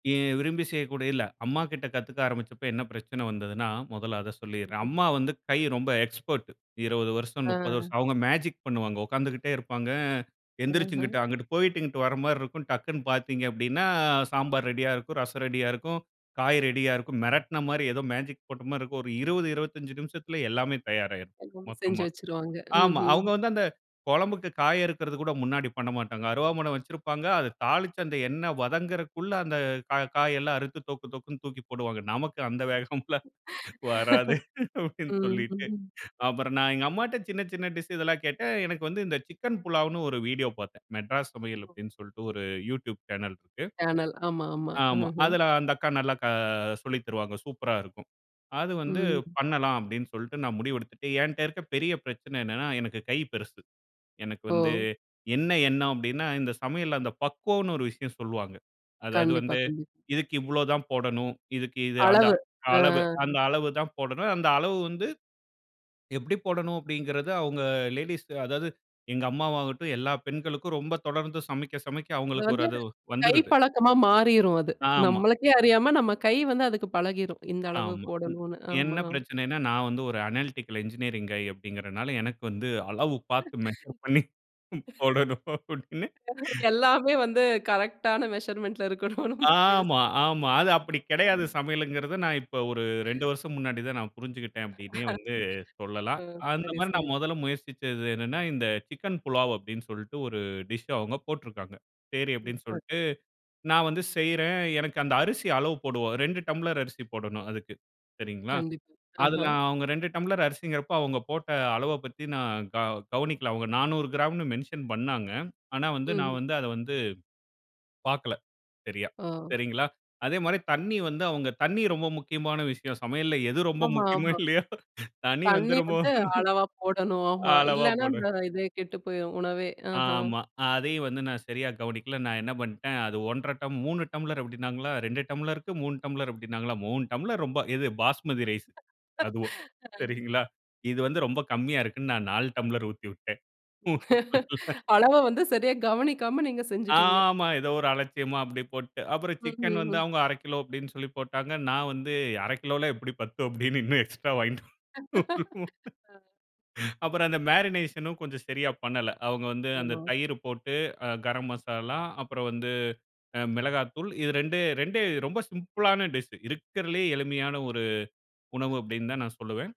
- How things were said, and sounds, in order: "செய்யக்கூடியது இல்ல" said as "செய்யக்கூடியல்ல"; unintelligible speech; in English: "எக்ஸ்பர்ட்டு"; laughing while speaking: "அந்த வேகம்ல்லாம் வராது அப்பிடீன்னு சொல்லிட்டு"; laugh; other noise; unintelligible speech; in English: "அனேலிட்டிக்கல் என்ஜினியரிங் கய்"; laugh; in English: "மெஷர்"; laughing while speaking: "பண்ணி போடணும். அப்பிடீன்னு"; in English: "மெஷர்மென்ட்ல"; laughing while speaking: "இருக்கணும்ன்னு பேசு"; laugh; unintelligible speech; in English: "மென்ஷன்"; laughing while speaking: "எது ரொம்ப முக்கியமோ! இல்லையோ! தண்ணீ வந்து ரொம்ப, அளவா போட"; laugh; laughing while speaking: "சரிங்களா!"; laugh; drawn out: "ஆமா"; laugh; laughing while speaking: "இன்னும் எக்ஸ்ட்ரா வாங்கிட்டு"; in English: "எக்ஸ்ட்ரா"; unintelligible speech; in English: "மேரினேஷன்"
- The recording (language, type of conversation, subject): Tamil, podcast, மீண்டும் மீண்டும் முயற்சி செய்து மேம்படுத்திய ஒரு உணவு பற்றி சொல்லுவீர்களா?